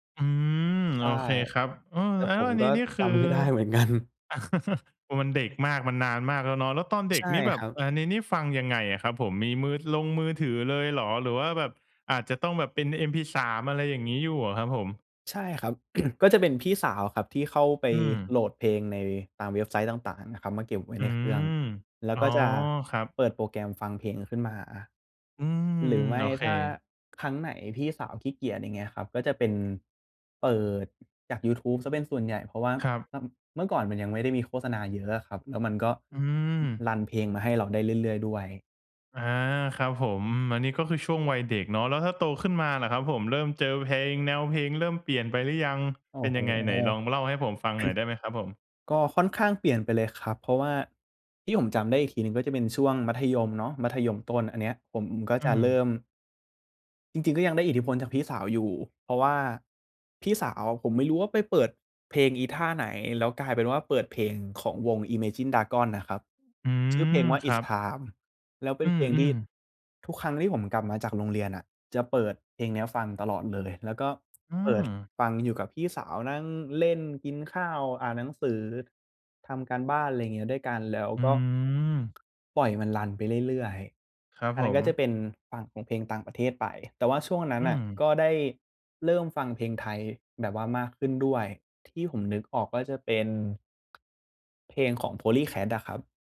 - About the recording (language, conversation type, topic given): Thai, podcast, มีเพลงไหนที่ฟังแล้วกลายเป็นเพลงประจำช่วงหนึ่งของชีวิตคุณไหม?
- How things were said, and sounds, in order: laughing while speaking: "ไม่ได้เหมือนกัน"; laugh; tapping; throat clearing; other background noise; cough